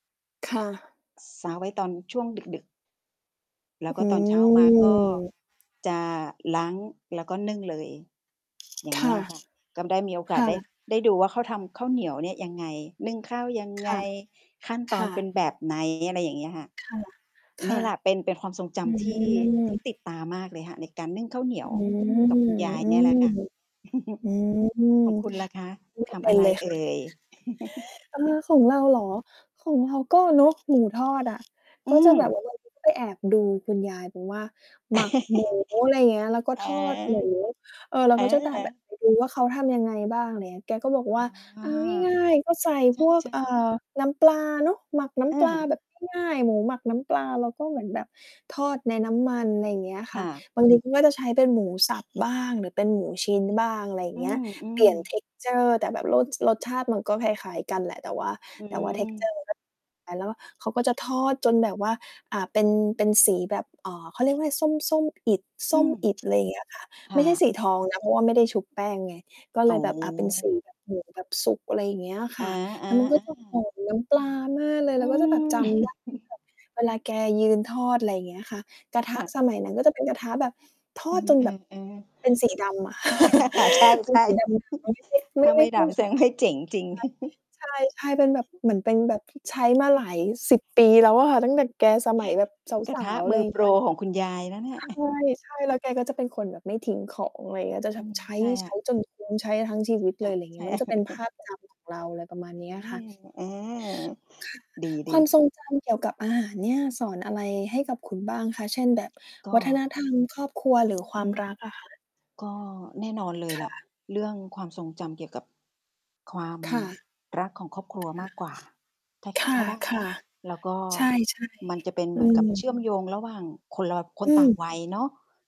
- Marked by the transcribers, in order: distorted speech; background speech; other background noise; chuckle; chuckle; laugh; in English: "texture"; in English: "texture"; chuckle; laugh; laughing while speaking: "ใช่ ๆ"; laugh; unintelligible speech; unintelligible speech; chuckle; chuckle; laugh; mechanical hum
- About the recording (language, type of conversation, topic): Thai, unstructured, คุณคิดว่าอาหารกับความทรงจำมีความเชื่อมโยงกันอย่างไร?